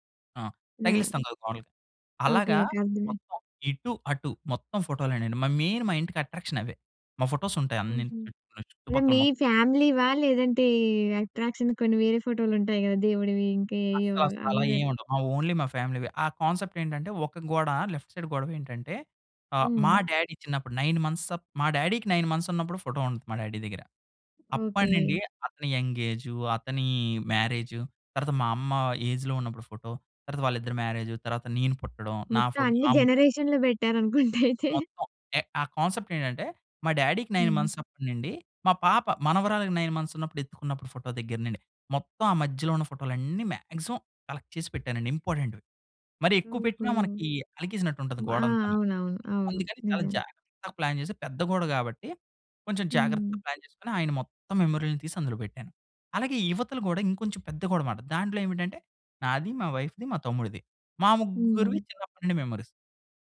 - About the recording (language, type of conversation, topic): Telugu, podcast, ఫోటోలు పంచుకునేటప్పుడు మీ నిర్ణయం ఎలా తీసుకుంటారు?
- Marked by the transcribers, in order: in English: "మెయిన్"; in English: "అట్రాక్షన్"; in English: "ఓన్లీ"; in English: "ఫ్యామిలీవే"; in English: "కాన్సెప్ట్"; in English: "లెఫ్ట్ సైడ్"; in English: "డ్యాడీ"; in English: "నైన్ మంత్స్"; in English: "డ్యాడీకి నైన్ మంత్స్"; other background noise; in English: "డ్యాడీ"; in English: "యంగ్"; in English: "ఏజ్‌లో"; in English: "మ్యారేజ్"; in English: "జనరేషన్‌లు"; laughing while speaking: "అయితే"; in English: "కాన్సెప్ట్"; in English: "డ్యాడీకి నైన్ మంత్స్"; in English: "నైన్ మంత్స్"; in English: "మాక్సిమం కలెక్ట్"; in English: "ఇంపార్టెంట్‌వి"; in English: "ప్లాన్"; in English: "ప్లాన్"; in English: "మెమరీలు"; in English: "వైఫ్‌ది"; in English: "మెమోరీస్"